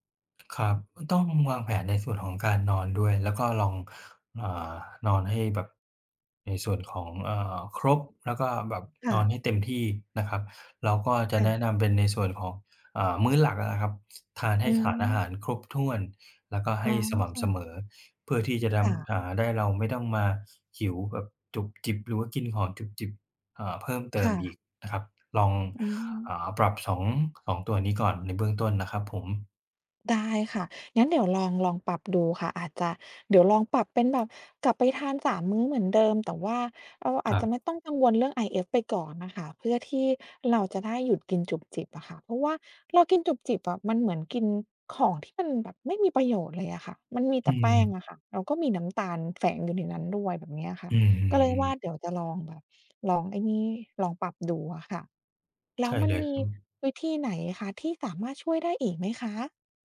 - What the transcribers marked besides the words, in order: tapping
- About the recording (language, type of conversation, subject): Thai, advice, คุณมีวิธีจัดการกับการกินไม่เป็นเวลาและการกินจุบจิบตลอดวันอย่างไร?